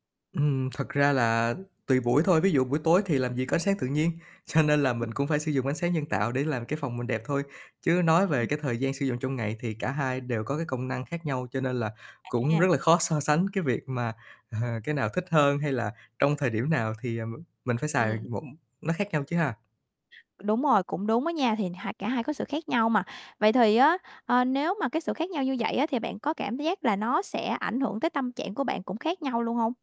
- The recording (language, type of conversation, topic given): Vietnamese, podcast, Ánh sáng trong nhà ảnh hưởng đến tâm trạng của bạn như thế nào?
- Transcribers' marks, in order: other background noise; laughing while speaking: "cho"; distorted speech; laughing while speaking: "so"; laughing while speaking: "ờ"; tapping